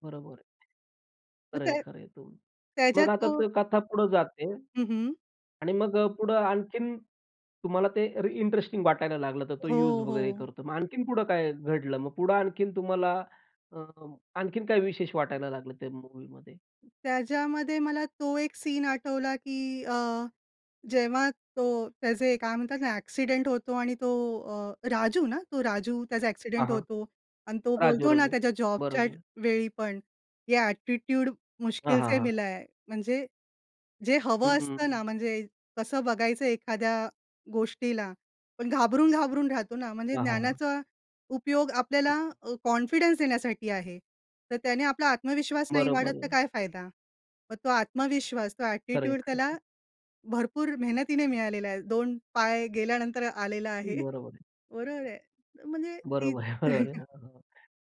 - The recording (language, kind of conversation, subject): Marathi, podcast, कुठल्या चित्रपटाने तुम्हाला सर्वात जास्त प्रेरणा दिली आणि का?
- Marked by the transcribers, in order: other noise; in Hindi: "ये ॲटिट्यूड मुश्किल से मिला है"; in English: "कॉन्फिडन्स"; in English: "ॲटिट्यूड"; chuckle; laughing while speaking: "बरोबर आहे"; chuckle